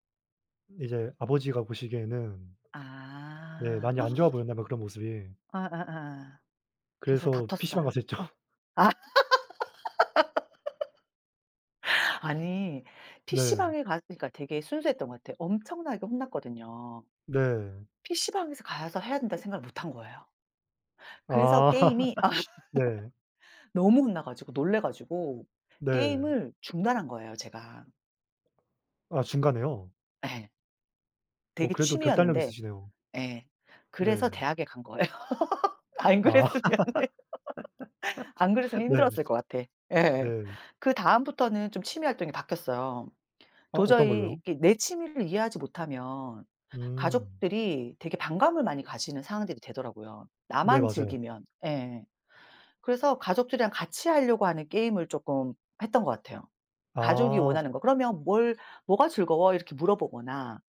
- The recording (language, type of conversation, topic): Korean, unstructured, 취미 때문에 가족과 다툰 적이 있나요?
- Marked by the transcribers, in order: other background noise; gasp; laughing while speaking: "했죠"; laugh; laugh; laughing while speaking: "아"; laugh; laughing while speaking: "안 그랬으면"; laugh; tapping